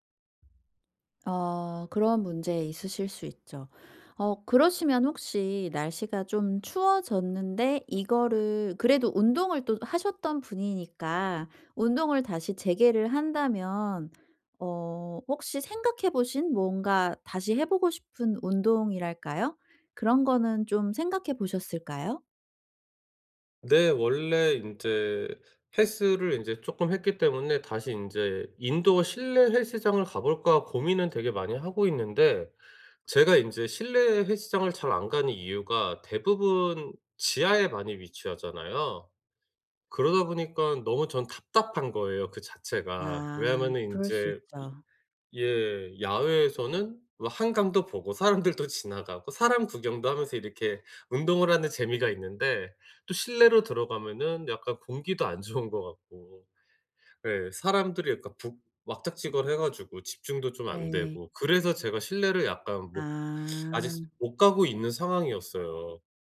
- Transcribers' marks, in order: in English: "인도어"; teeth sucking
- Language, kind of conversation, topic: Korean, advice, 피로 신호를 어떻게 알아차리고 예방할 수 있나요?